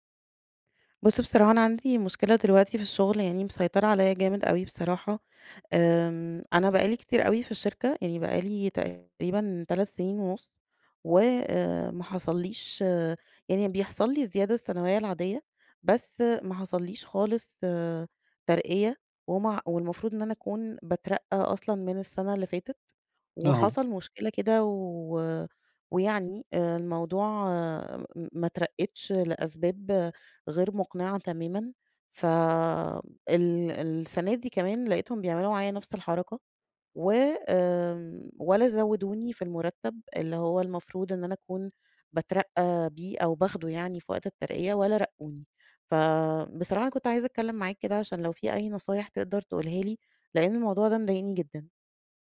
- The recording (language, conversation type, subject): Arabic, advice, ازاي أتفاوض على زيادة في المرتب بعد سنين من غير ترقية؟
- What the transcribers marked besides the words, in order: tapping